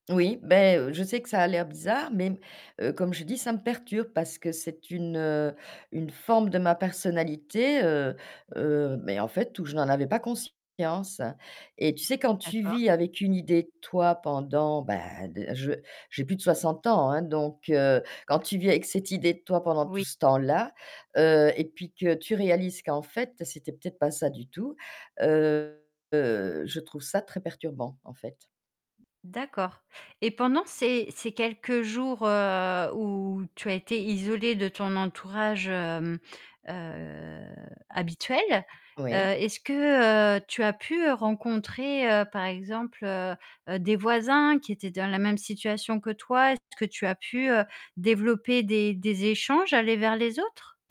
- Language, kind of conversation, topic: French, advice, Comment vis-tu l’isolement depuis ton déménagement dans une nouvelle ville ?
- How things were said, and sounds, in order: static; distorted speech; tapping; drawn out: "heu"; other background noise